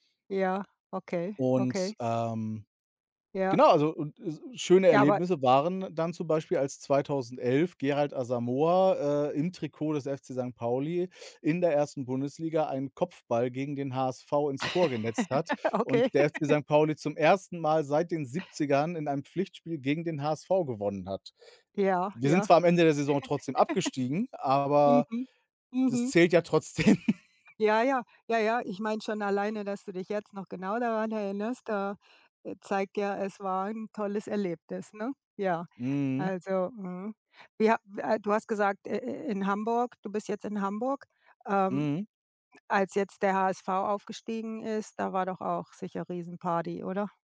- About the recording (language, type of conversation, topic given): German, unstructured, Was war dein schönstes Sporterlebnis?
- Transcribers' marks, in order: laugh; laughing while speaking: "Okay"; laugh; other background noise; laugh; laughing while speaking: "trotzdem"; snort